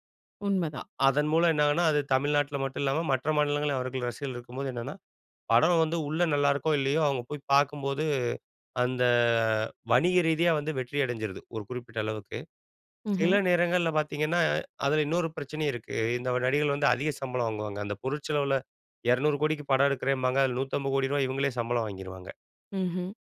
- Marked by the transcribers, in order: drawn out: "அந்த"
- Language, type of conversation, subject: Tamil, podcast, ஓர் படத்தைப் பார்க்கும்போது உங்களை முதலில் ஈர்க்கும் முக்கிய காரணம் என்ன?